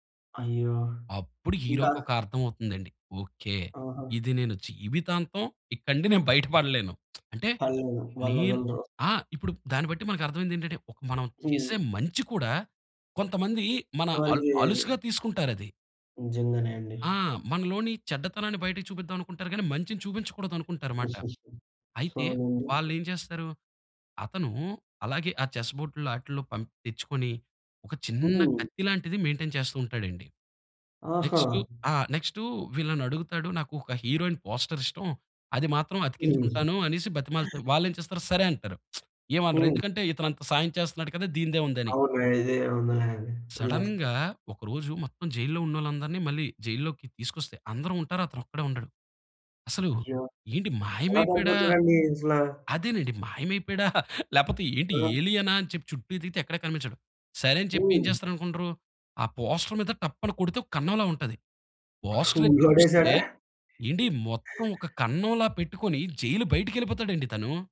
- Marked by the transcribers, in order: lip smack; chuckle; other background noise; in English: "చెస్"; in English: "హీరోయిన్ పోస్టర్"; other noise; lip smack; in English: "సడెన్‌గా"; chuckle; in English: "పోస్టర్"; laughing while speaking: "కూలగొట్టేసాడా?"; in English: "పోస్టర్"
- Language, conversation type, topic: Telugu, podcast, మంచి కథ అంటే మీకు ఏమనిపిస్తుంది?